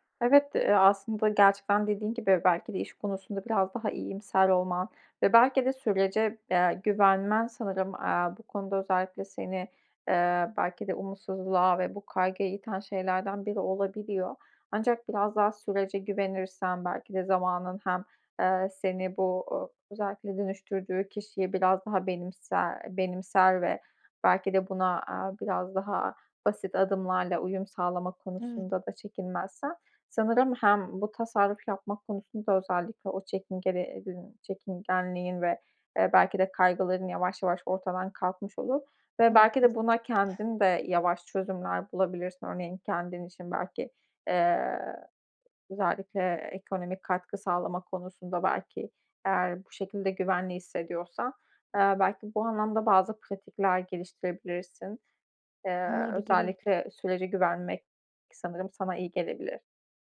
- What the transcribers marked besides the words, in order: other background noise; other noise
- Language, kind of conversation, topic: Turkish, advice, Gelecek için para biriktirmeye nereden başlamalıyım?